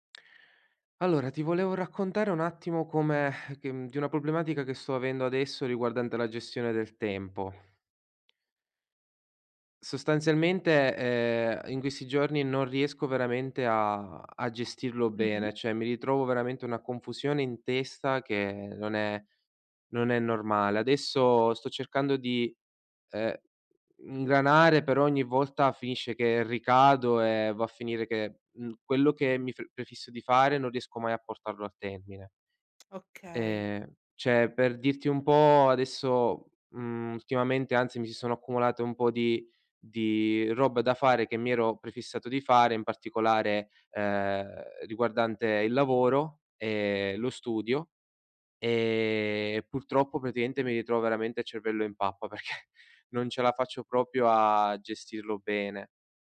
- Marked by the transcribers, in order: exhale; tapping; "cioè" said as "ceh"; other background noise; "cioè" said as "ceh"; laughing while speaking: "perché"; "proprio" said as "propio"
- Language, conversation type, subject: Italian, advice, Perché continuo a procrastinare su compiti importanti anche quando ho tempo disponibile?